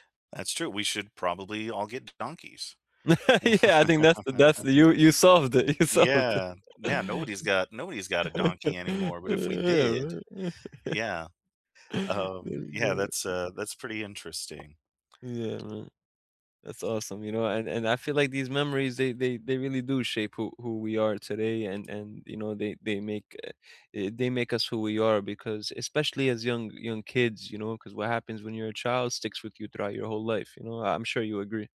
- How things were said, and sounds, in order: laugh; laughing while speaking: "Yeah"; tapping; laugh; other background noise; laughing while speaking: "you solved it"; laugh
- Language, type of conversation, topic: English, unstructured, What childhood memory still makes you smile?
- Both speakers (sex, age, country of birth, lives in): male, 30-34, United States, United States; male, 40-44, United States, United States